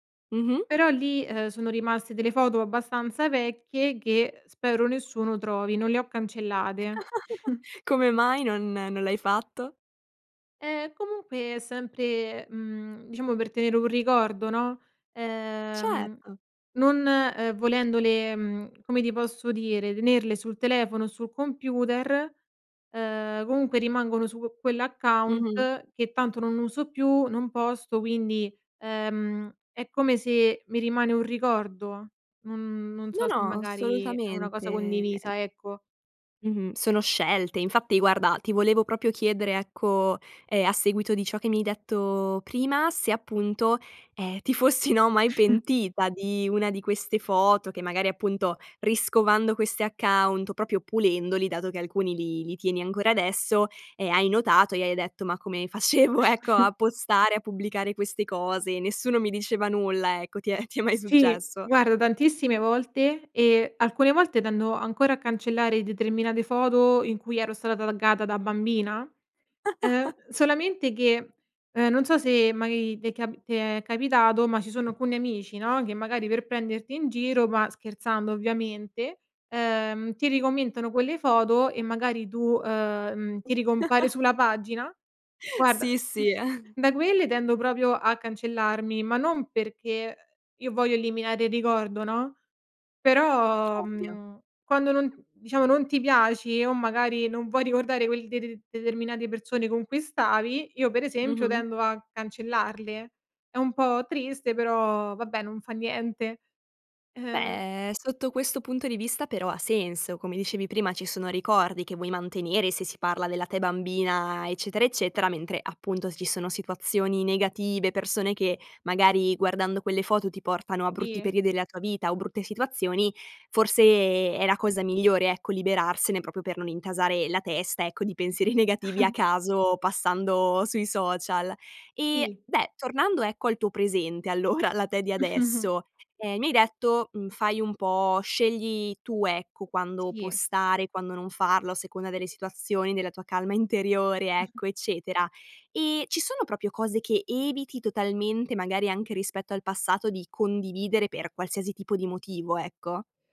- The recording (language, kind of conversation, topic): Italian, podcast, Cosa condividi e cosa non condividi sui social?
- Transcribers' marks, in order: chuckle; chuckle; laughing while speaking: "facevo"; chuckle; laughing while speaking: "è ti è mai"; laughing while speaking: "Sì"; in English: "t taggata"; laughing while speaking: "eh"; chuckle; "persone" said as "perzone"; laughing while speaking: "Uhm"; chuckle; laughing while speaking: "allora"; chuckle; chuckle